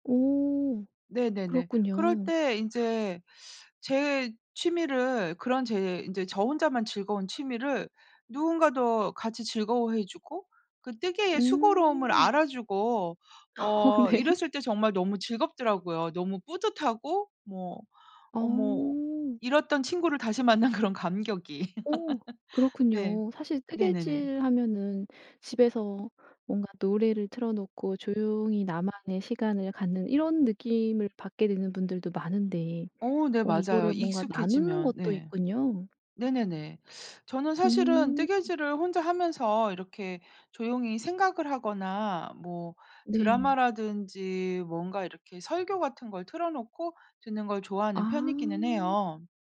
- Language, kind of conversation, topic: Korean, podcast, 다른 사람과 취미를 공유하면서 느꼈던 즐거움이 있다면 들려주실 수 있나요?
- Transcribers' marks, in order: laughing while speaking: "어 네"; laughing while speaking: "그런"; other background noise; laugh; tapping